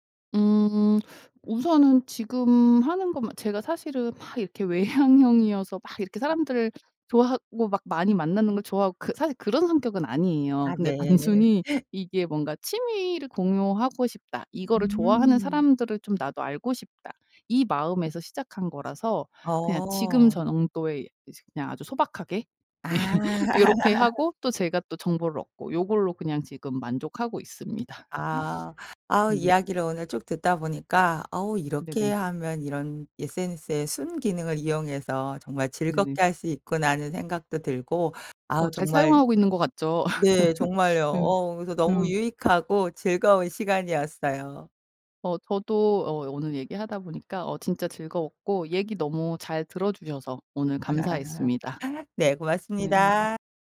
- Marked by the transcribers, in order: other background noise; laughing while speaking: "단순히"; laugh; laughing while speaking: "있습니다"; tapping; laugh; laugh
- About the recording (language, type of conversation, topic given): Korean, podcast, 취미를 SNS에 공유하는 이유가 뭐야?